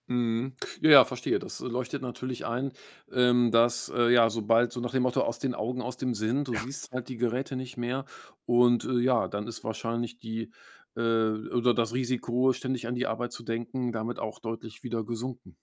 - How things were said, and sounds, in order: other background noise
- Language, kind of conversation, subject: German, podcast, Wie setzt du klare Grenzen zwischen Job und Privatleben?